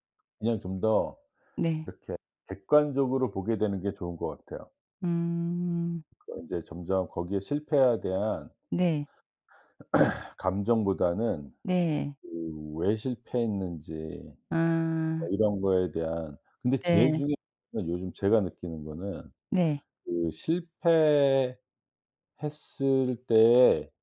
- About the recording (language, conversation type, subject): Korean, podcast, 실패로 인한 죄책감은 어떻게 다스리나요?
- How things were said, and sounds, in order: other background noise; throat clearing